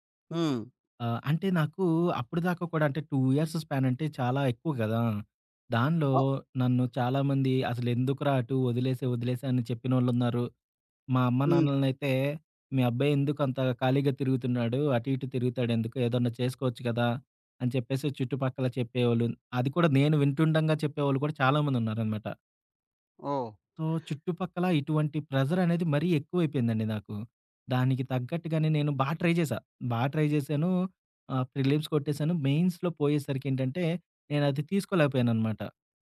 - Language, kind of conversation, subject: Telugu, podcast, ప్రేరణ లేకపోతే మీరు దాన్ని ఎలా తెచ్చుకుంటారు?
- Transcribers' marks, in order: in English: "టూ ఇయర్స్ స్పాన్"; other background noise; in English: "సో"; in English: "ప్రెషర్"; in English: "ట్రై"; in English: "ట్రై"; in English: "ప్రిలిమ్స్"; in English: "మెయిన్స్‌లో"